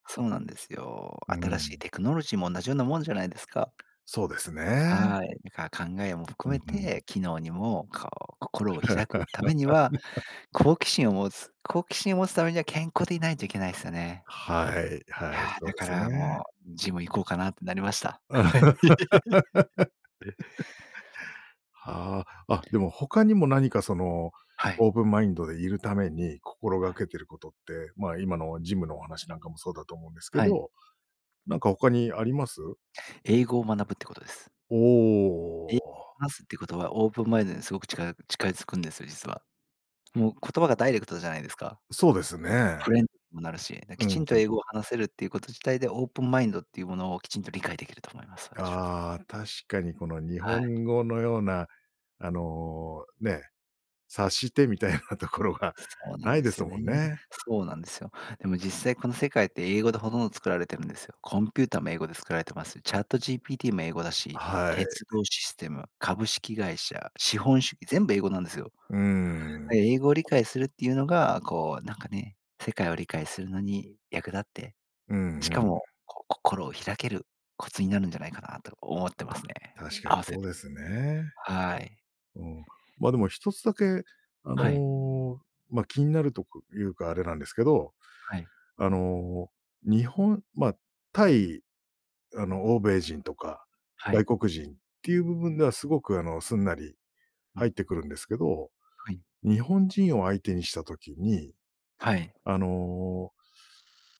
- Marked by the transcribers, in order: laugh; laugh; laughing while speaking: "察してみたいなところが"
- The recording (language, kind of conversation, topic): Japanese, podcast, 新しい考えに心を開くためのコツは何ですか？